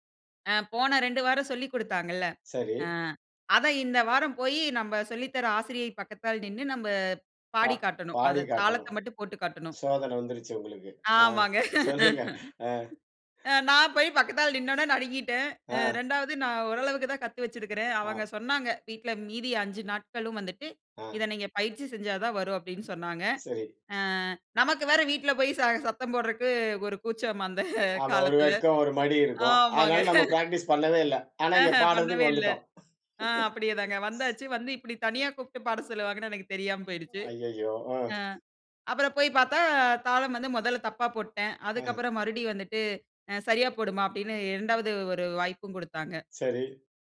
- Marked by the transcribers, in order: laugh; other noise; laughing while speaking: "அந்த காலத்ல ஆமாங்க"; "ஆமாமங்க" said as "ஆமாங்க"; laughing while speaking: "ஆஹ பண்ணவே இல்ல அ அப்டியே … எனக்கு தெரியாம போயிடுச்சு"; laugh
- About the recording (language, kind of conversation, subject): Tamil, podcast, பள்ளிக்கால நினைவுகளில் உங்களுக்கு மிகவும் முக்கியமாக நினைவில் நிற்கும் ஒரு அனுபவம் என்ன?